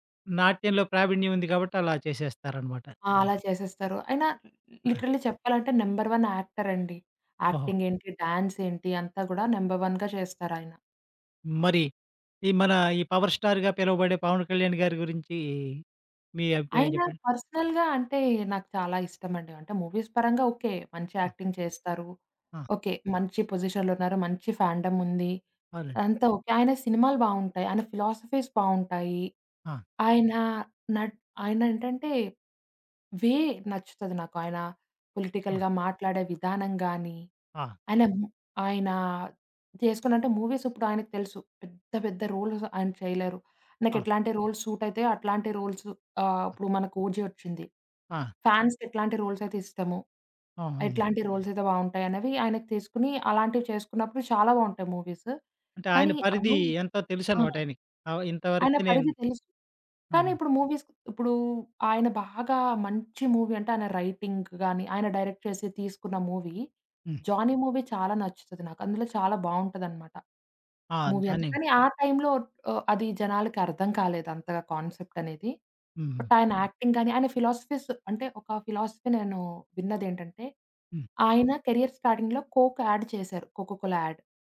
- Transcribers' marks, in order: in English: "లిటరల్లీ"; in English: "నంబర్ వన్"; in English: "నంబర్ వన్‌గా"; in English: "పవర్ స్టార్‌గా"; in English: "పర్సనల్‌గా"; in English: "మూవీస్"; in English: "యాక్టింగ్"; in English: "పొజిషన్‌లో"; in English: "ఫాండమ్"; tapping; in English: "ఫిలాసఫీస్"; in English: "వే"; in English: "పొలిటికల్‌గా"; in English: "మూవీస్"; in English: "రోల్స్"; in English: "రోల్స్ సూట్"; in English: "రోల్స్"; in English: "ఫాన్స్‌కి"; in English: "రోల్స్"; in English: "రోల్స్"; in English: "మూవీస్"; in English: "మూవీస్"; in English: "మూవీ"; in English: "రైటింగ్"; in English: "డైరెక్ట్"; in English: "మూవీ"; in English: "మూవీ"; in English: "మూవీ"; in English: "కాన్సెప్ట్"; in English: "బట్"; in English: "యాక్టింగ్"; in English: "ఫిలాసఫీస్"; in English: "ఫిలాసఫీ"; in English: "కెరిర్ స్టార్డింగ్‌లో"; in English: "యాడ్"; in English: "యాడ్"
- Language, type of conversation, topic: Telugu, podcast, మీకు ఇష్టమైన నటుడు లేదా నటి గురించి మీరు మాట్లాడగలరా?